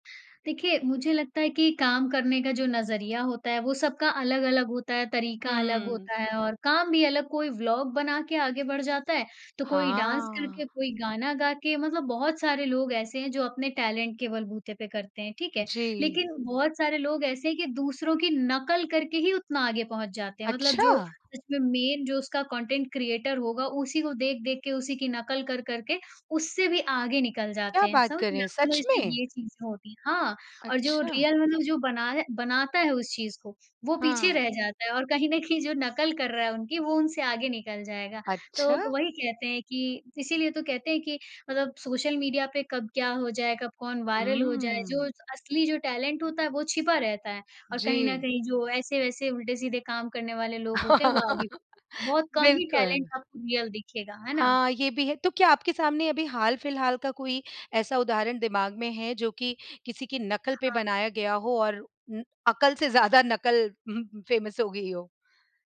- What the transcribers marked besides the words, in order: in English: "डांस"; in English: "टैलेंट"; in English: "मेन"; in English: "कंटेंट क्रिएटर"; in English: "रियल"; laughing while speaking: "कहीं"; in English: "वायरल"; in English: "टैलेंट"; laugh; in English: "टैलेंट"; in English: "रियल"; laughing while speaking: "ज़्यादा"; chuckle; in English: "फेमस"
- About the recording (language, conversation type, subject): Hindi, podcast, सोशल मीडिया के रुझान मनोरंजन को कैसे आकार देते हैं, और आप क्या देखना पसंद करते हैं?